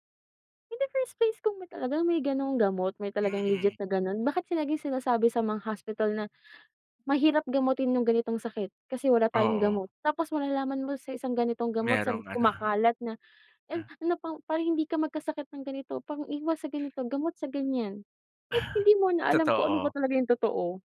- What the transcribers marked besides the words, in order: in English: "in the first place"; chuckle; other background noise; blowing
- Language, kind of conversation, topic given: Filipino, unstructured, Paano mo pinoprotektahan ang sarili mo laban sa mga sakit?